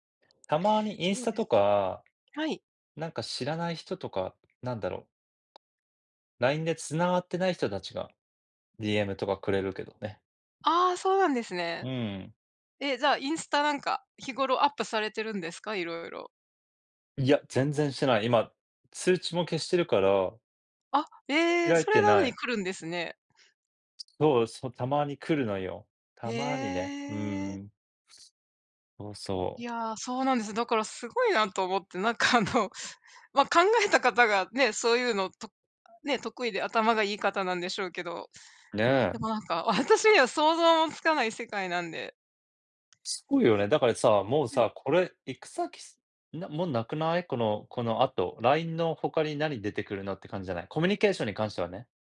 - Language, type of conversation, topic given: Japanese, unstructured, 技術の進歩によって幸せを感じたのはどんなときですか？
- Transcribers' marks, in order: tapping; other background noise; laughing while speaking: "なんかあの"